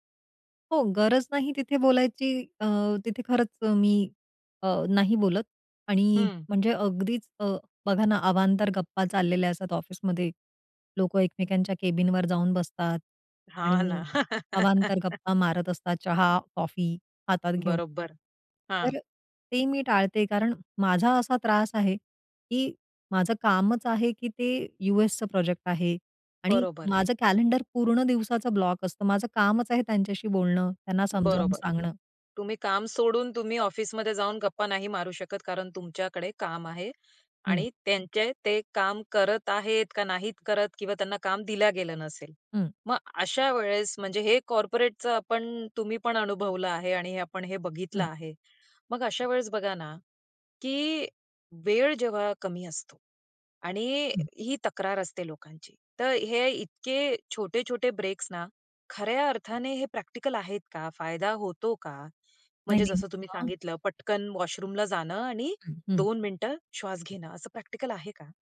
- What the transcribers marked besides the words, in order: other background noise; laugh; in English: "ब्लॉक"; in English: "कॉर्पोरेटचं"; in English: "ब्रेक"; in English: "प्रॅक्टिकल"; unintelligible speech; in English: "वॉशरूमला"; in English: "प्रॅक्टिकल"
- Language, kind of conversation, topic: Marathi, podcast, दैनंदिन जीवनात जागरूकतेचे छोटे ब्रेक कसे घ्यावेत?